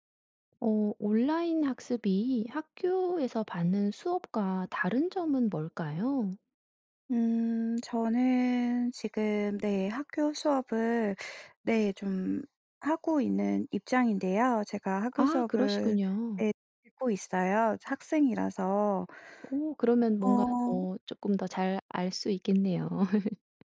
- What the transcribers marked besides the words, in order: tapping; laugh
- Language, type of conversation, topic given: Korean, podcast, 온라인 학습은 학교 수업과 어떤 점에서 가장 다르나요?